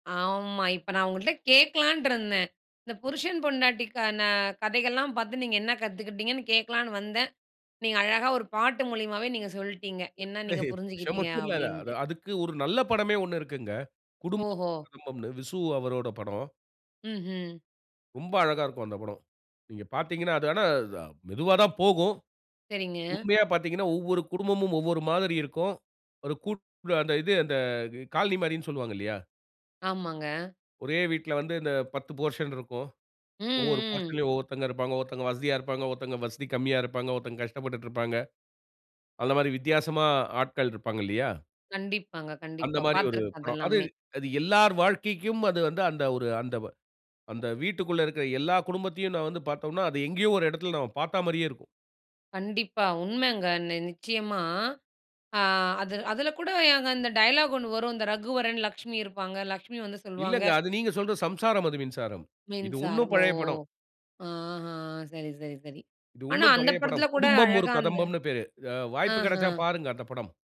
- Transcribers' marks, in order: drawn out: "ஆமா"; other background noise; unintelligible speech; in English: "போர்ஷன்"; in English: "போர்ஷன்லயும்"; in English: "டயலாக்"
- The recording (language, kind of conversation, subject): Tamil, podcast, ஒரு திரைப்படம் உங்களை சிந்திக்க வைத்ததா?